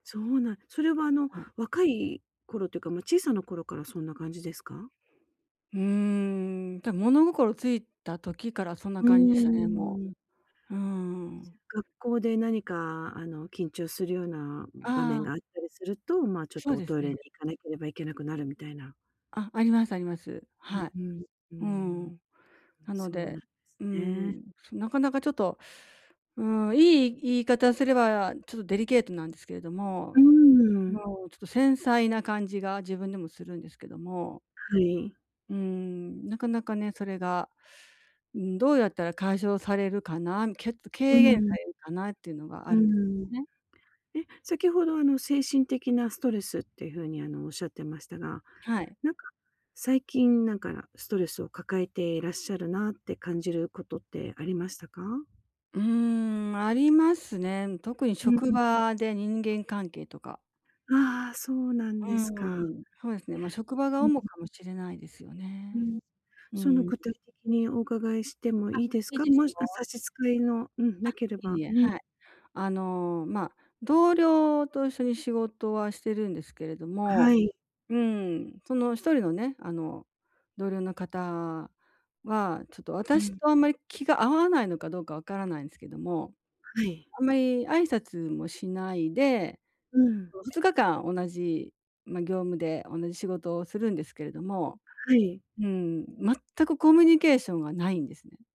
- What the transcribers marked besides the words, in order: tapping
- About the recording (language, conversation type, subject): Japanese, advice, 急に強いストレスを感じたとき、今すぐ落ち着くにはどうすればいいですか？